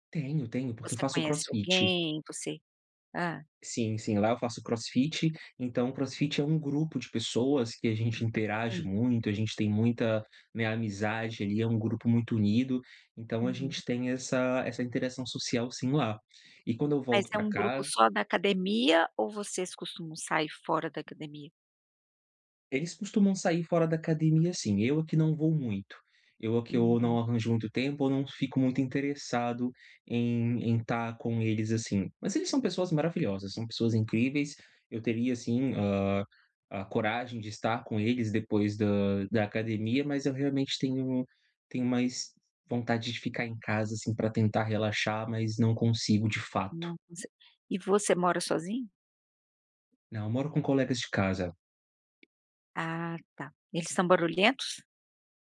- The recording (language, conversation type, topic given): Portuguese, advice, Como posso relaxar em casa, me acalmar e aproveitar meu tempo livre?
- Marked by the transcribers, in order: in English: "crossfit"; in English: "crossfit"; in English: "crossfit"; tapping